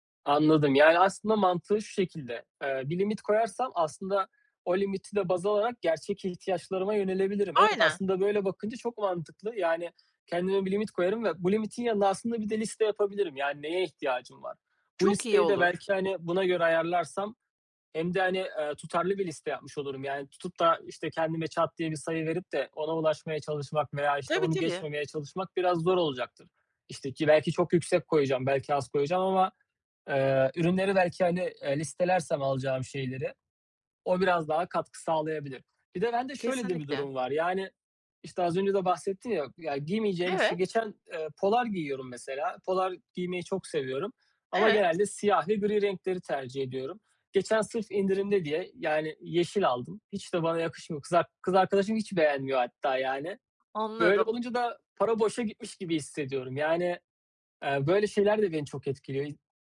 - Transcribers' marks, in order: other background noise; tapping
- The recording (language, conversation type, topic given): Turkish, advice, İndirim dönemlerinde gereksiz alışveriş yapma kaygısıyla nasıl başa çıkabilirim?